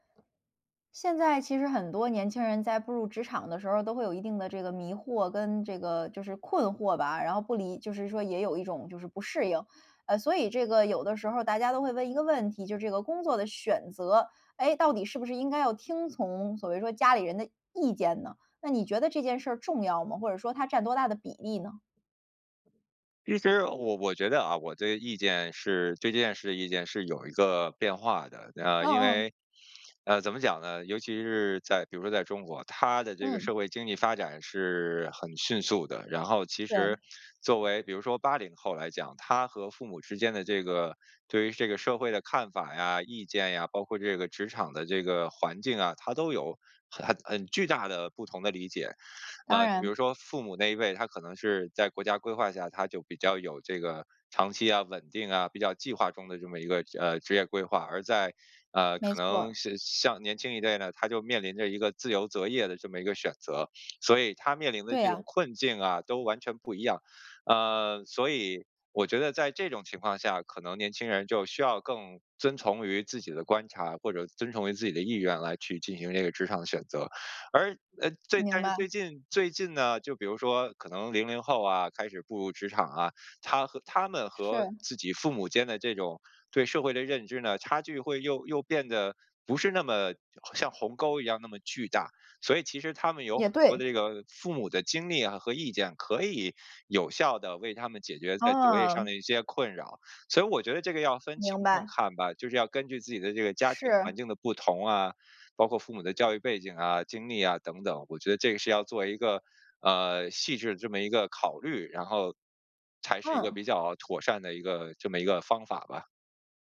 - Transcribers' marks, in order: none
- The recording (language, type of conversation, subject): Chinese, podcast, 在选择工作时，家人的意见有多重要？